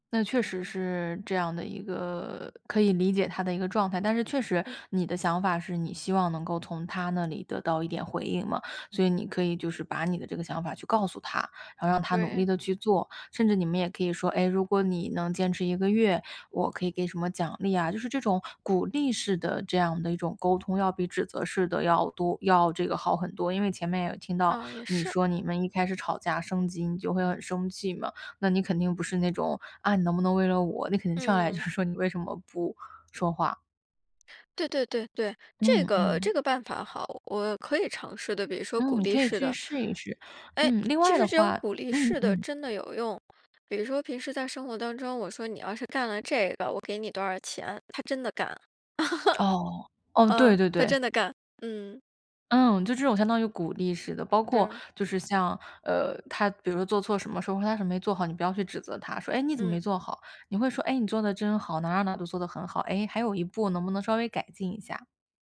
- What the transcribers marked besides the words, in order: laughing while speaking: "就是"; laugh
- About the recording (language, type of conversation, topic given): Chinese, advice, 当我向伴侣表达真实感受时被忽视，我该怎么办？